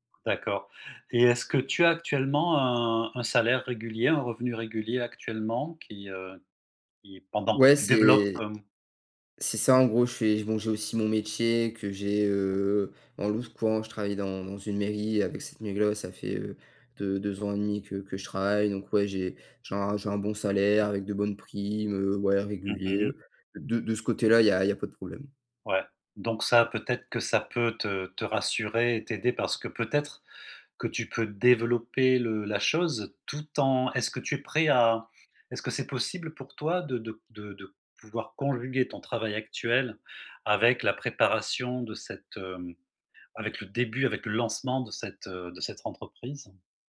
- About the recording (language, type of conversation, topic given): French, advice, Comment gérer mes doutes face à l’incertitude financière avant de lancer ma startup ?
- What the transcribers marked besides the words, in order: other background noise; unintelligible speech; unintelligible speech; tapping